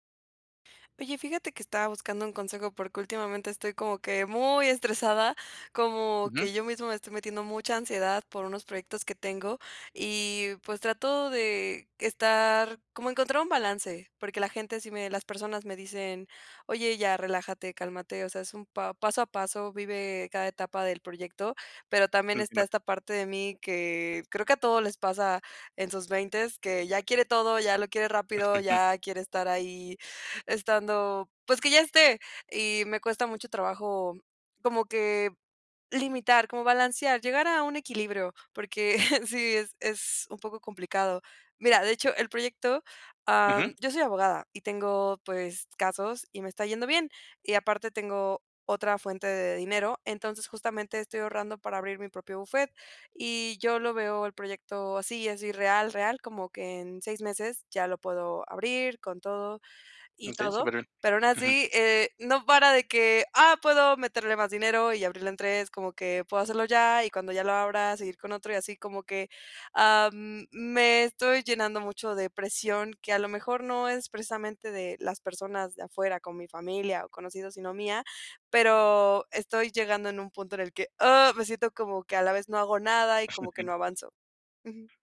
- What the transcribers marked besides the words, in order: unintelligible speech; laugh; laughing while speaking: "sí"; chuckle
- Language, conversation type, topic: Spanish, advice, ¿Cómo puedo equilibrar la ambición y la paciencia al perseguir metas grandes?